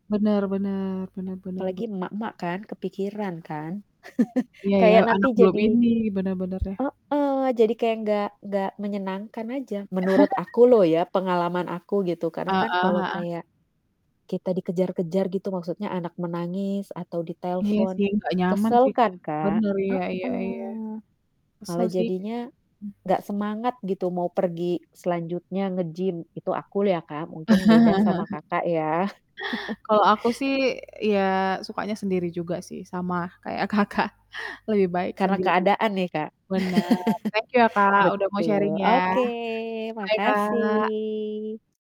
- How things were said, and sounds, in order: static; other background noise; chuckle; laugh; distorted speech; chuckle; laugh; laughing while speaking: "Kakak"; laugh; in English: "sharing"; in English: "bye"; drawn out: "makasih"
- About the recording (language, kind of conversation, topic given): Indonesian, unstructured, Menurutmu, olahraga apa yang paling menyenangkan?